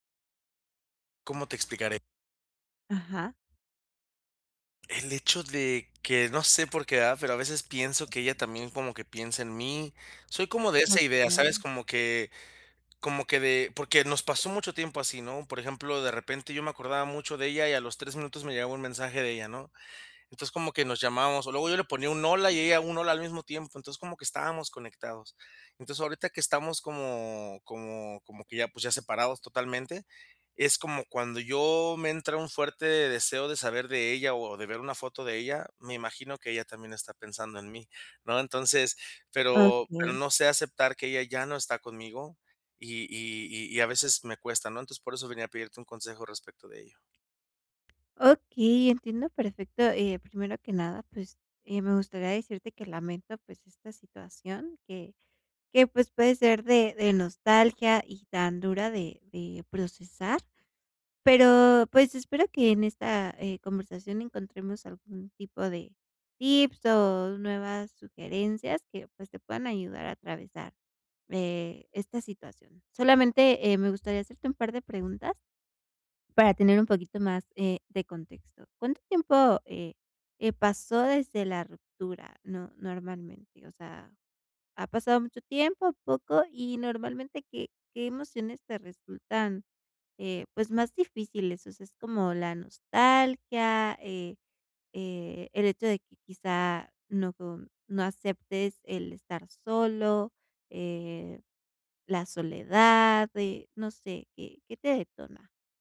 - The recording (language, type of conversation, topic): Spanish, advice, ¿Cómo puedo aceptar mi nueva realidad emocional después de una ruptura?
- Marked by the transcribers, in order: tapping